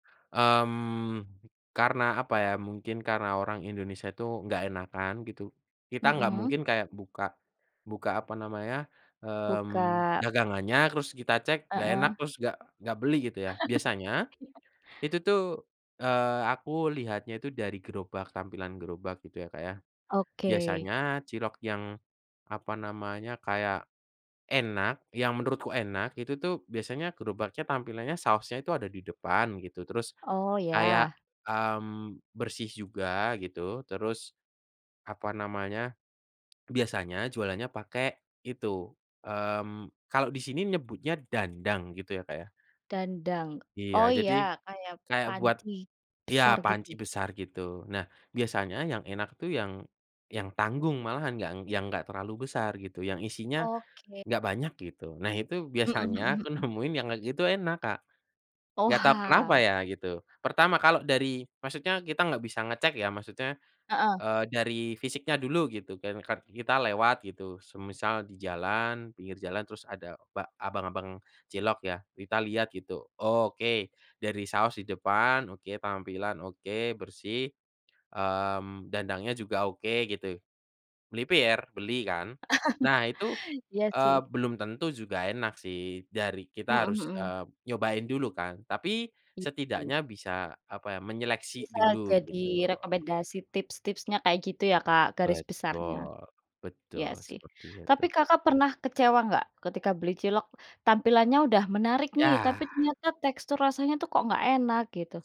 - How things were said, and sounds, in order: chuckle; laughing while speaking: "Iya"; tapping; chuckle
- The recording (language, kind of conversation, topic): Indonesian, podcast, Apa makanan jalanan favoritmu dan kenapa?